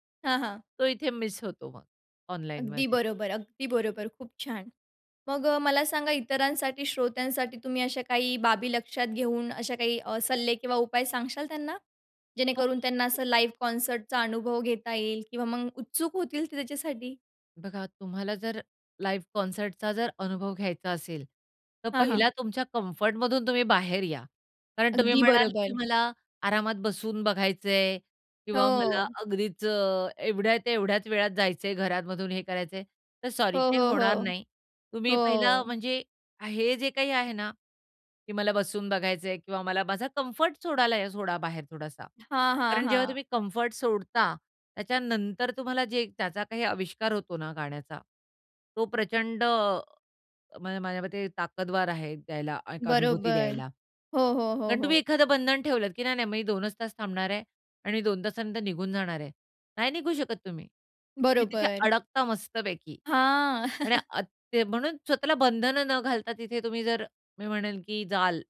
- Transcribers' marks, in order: in English: "मिस"; other street noise; horn; in English: "लाईव्ह कॉन्सर्टचा"; unintelligible speech; anticipating: "उत्सुक होतील ते त्याच्यासाठी?"; in English: "लाईव्ह कॉन्सर्ट"; in English: "कम्फर्ट"; in English: "कम्फर्ट"; in English: "कम्फर्ट"; chuckle
- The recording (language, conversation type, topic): Marathi, podcast, लाईव्ह कॉन्सर्टचा अनुभव कधी वेगळा वाटतो आणि त्यामागची कारणं काय असतात?